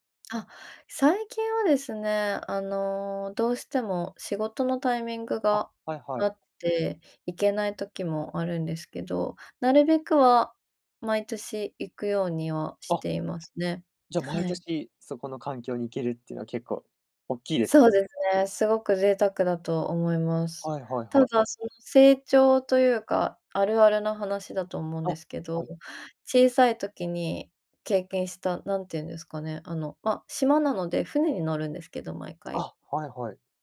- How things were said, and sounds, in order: none
- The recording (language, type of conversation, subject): Japanese, podcast, 子どもの頃のいちばん好きな思い出は何ですか？